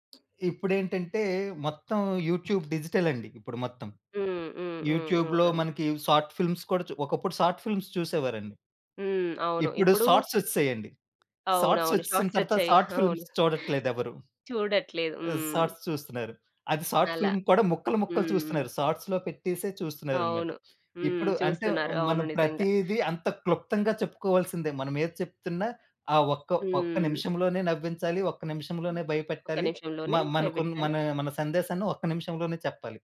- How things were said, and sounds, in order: tapping; in English: "యూట్యూబ్"; other background noise; in English: "యూట్యూబ్‌లో"; in English: "ఫిలిమ్స్"; in English: "ఫిలిమ్స్"; in English: "ఫిలిమ్స్"; chuckle; other noise; in English: "ఫిల్మ్"
- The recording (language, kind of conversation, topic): Telugu, podcast, నీ సృజనాత్మక గుర్తింపును తీర్చిదిద్దడంలో కుటుంబం పాత్ర ఏమిటి?